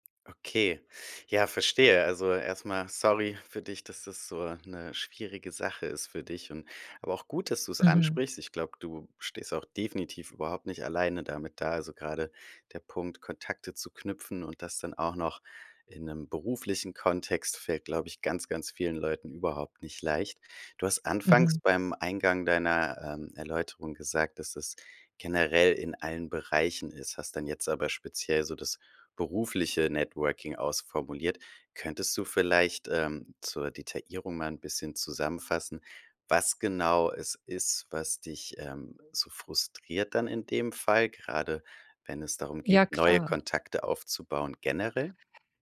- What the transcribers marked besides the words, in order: none
- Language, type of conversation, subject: German, advice, Warum fällt mir Netzwerken schwer, und welche beruflichen Kontakte möchte ich aufbauen?